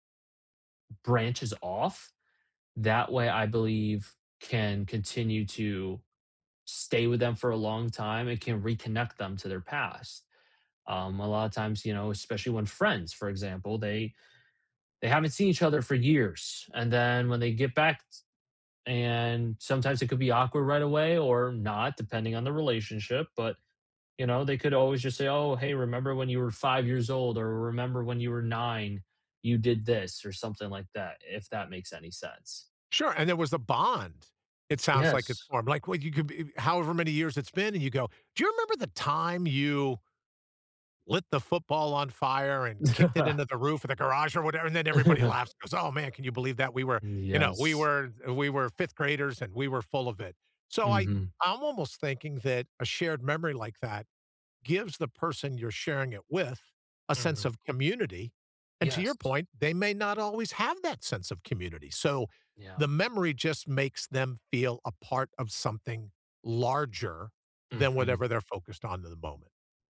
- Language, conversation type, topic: English, unstructured, How do shared memories bring people closer together?
- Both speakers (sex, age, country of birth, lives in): male, 20-24, United States, United States; male, 65-69, United States, United States
- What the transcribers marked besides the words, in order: tapping; laugh; laugh